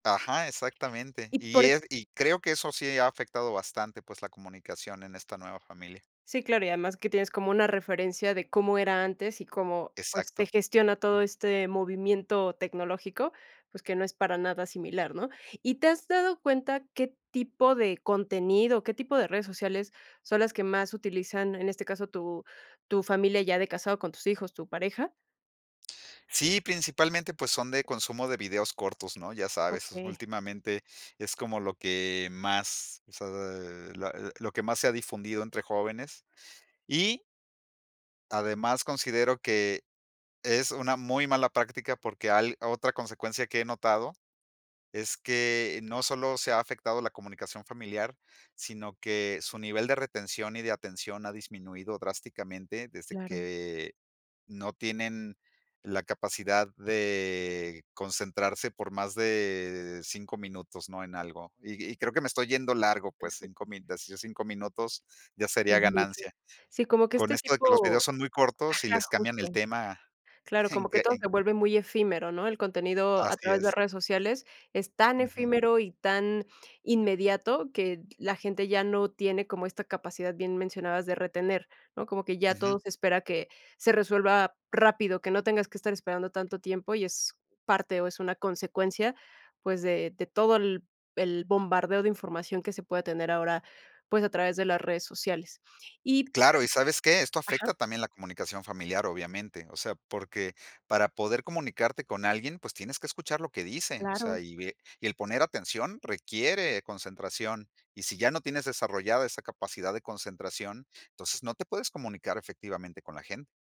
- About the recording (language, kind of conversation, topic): Spanish, podcast, ¿Cómo afectan las redes sociales la comunicación familiar?
- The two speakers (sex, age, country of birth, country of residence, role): female, 35-39, Mexico, Mexico, host; male, 50-54, Mexico, Mexico, guest
- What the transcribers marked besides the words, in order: other background noise; chuckle